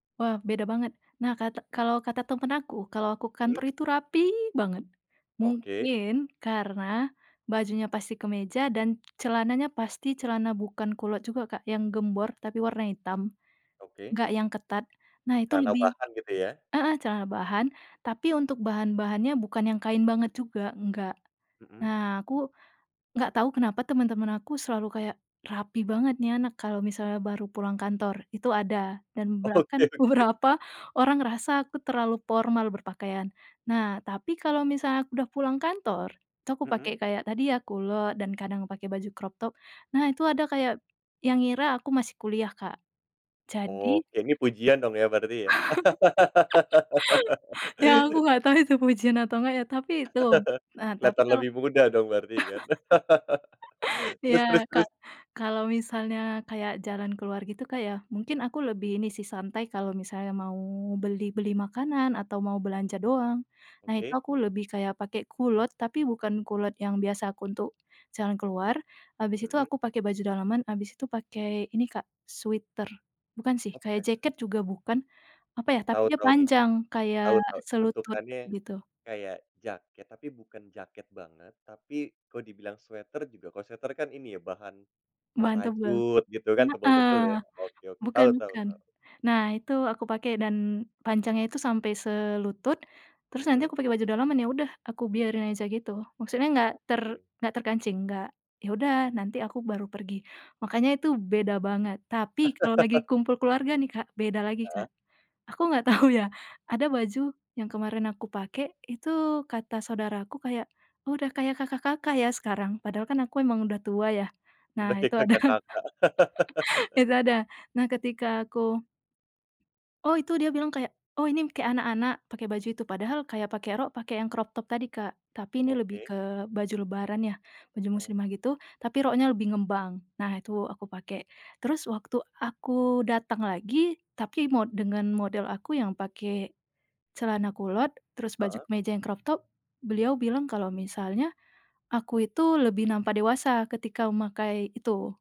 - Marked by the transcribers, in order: laughing while speaking: "Oke oke"; laughing while speaking: "beberapa"; in English: "crop top"; laugh; laughing while speaking: "ya, aku nggak tahu itu pujian"; laugh; laugh; other background noise; laugh; laughing while speaking: "tahu"; laughing while speaking: "Udah kayak kakak-kakak"; laughing while speaking: "ada"; laugh; in English: "crop top"; in English: "crop top"
- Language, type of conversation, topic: Indonesian, podcast, Siapa yang paling memengaruhi gaya berpakaianmu?